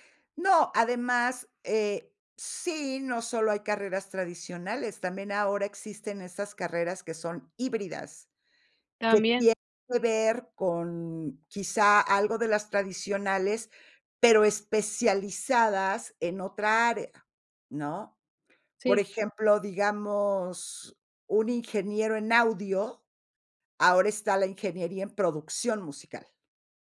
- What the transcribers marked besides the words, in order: none
- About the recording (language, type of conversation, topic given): Spanish, podcast, ¿Cómo puedes expresar tu punto de vista sin pelear?